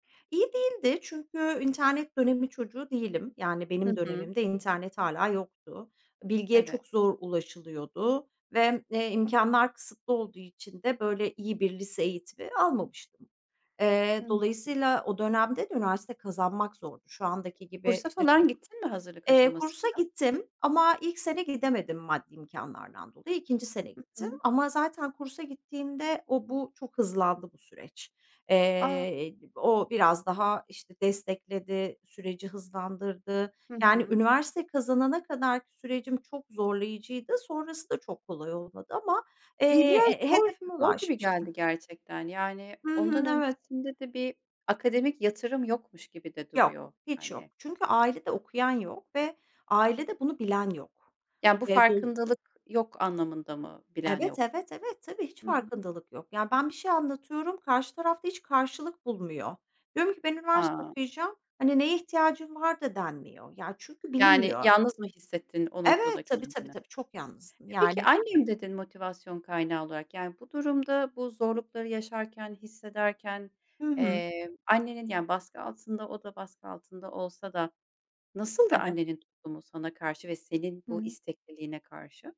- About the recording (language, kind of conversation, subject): Turkish, podcast, İlhamı nereden alıyorsun ve seni en çok hangi şeyler tetikliyor?
- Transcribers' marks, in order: other background noise; tapping